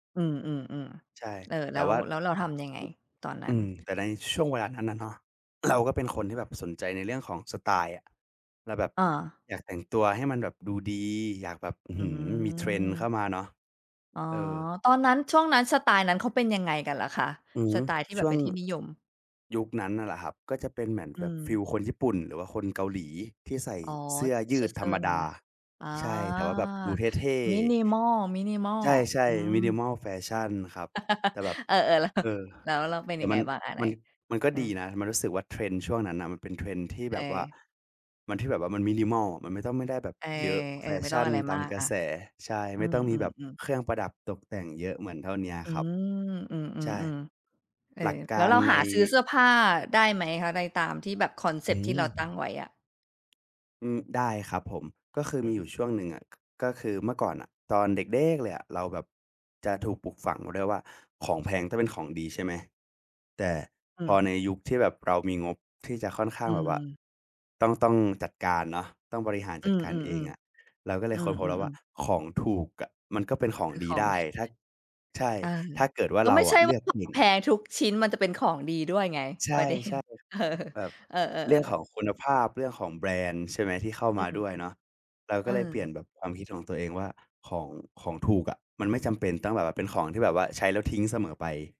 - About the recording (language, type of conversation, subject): Thai, podcast, ถ้างบจำกัด คุณเลือกซื้อเสื้อผ้าแบบไหน?
- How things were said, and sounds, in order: other noise; throat clearing; laugh; laughing while speaking: "แล้ว"; other background noise; tapping; laughing while speaking: "ประเด็น เออ"